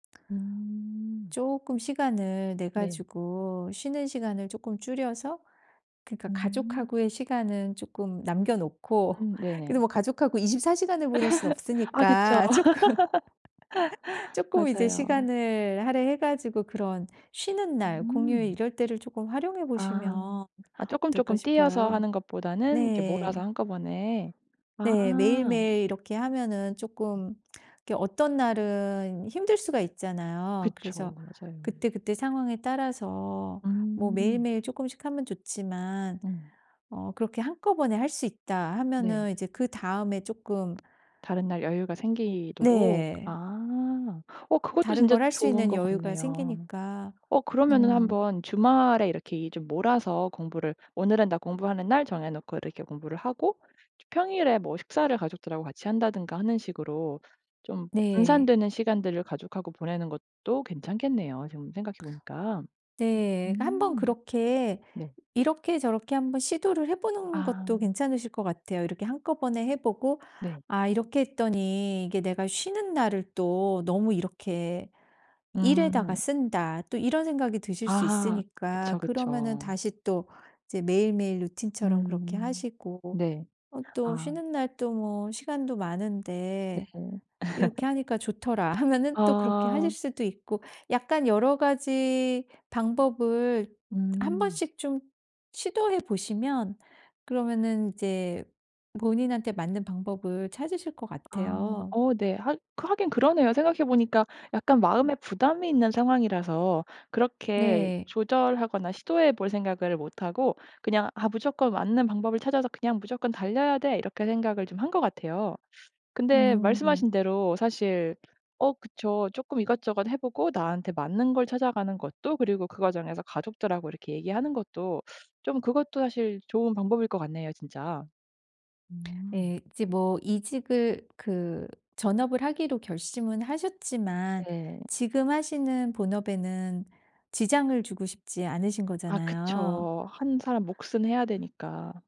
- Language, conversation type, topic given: Korean, advice, 욕심내서 여러 목표를 세워 놓고도 우선순위를 정하지 못할 때 어떻게 정리하면 좋을까요?
- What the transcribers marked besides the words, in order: laugh; other background noise; laugh; tapping; laugh